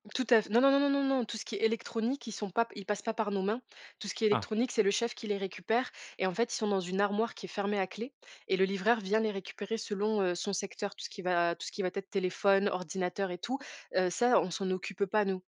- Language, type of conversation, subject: French, podcast, Comment savoir quand il est temps de quitter son travail ?
- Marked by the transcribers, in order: none